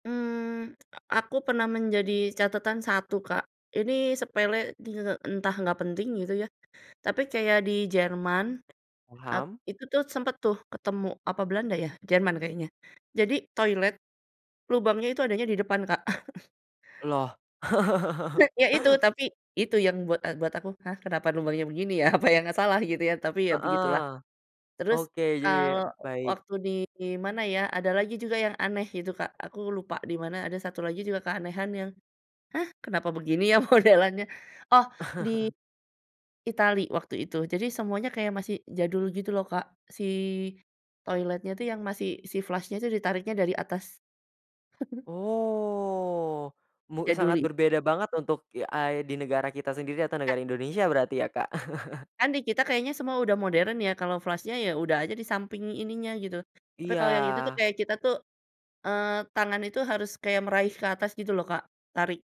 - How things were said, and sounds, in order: other background noise; chuckle; laugh; laughing while speaking: "Apa"; chuckle; laughing while speaking: "modelannya?"; in English: "flush-nya"; giggle; drawn out: "Oh"; chuckle; in English: "flush-nya"
- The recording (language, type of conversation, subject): Indonesian, podcast, Adakah destinasi yang pernah mengajarkan kamu pelajaran hidup penting, dan destinasi apa itu?